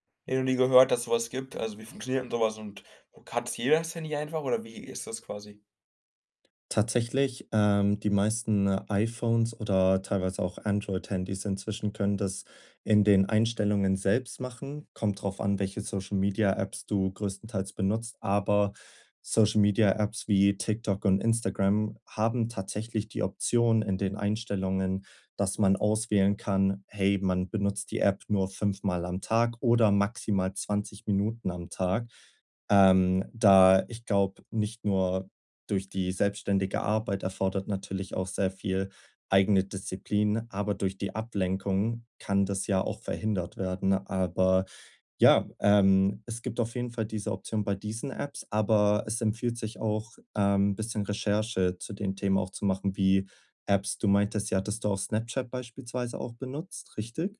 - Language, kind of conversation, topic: German, advice, Wie kann ich Ablenkungen reduzieren, wenn ich mich lange auf eine Aufgabe konzentrieren muss?
- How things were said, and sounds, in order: unintelligible speech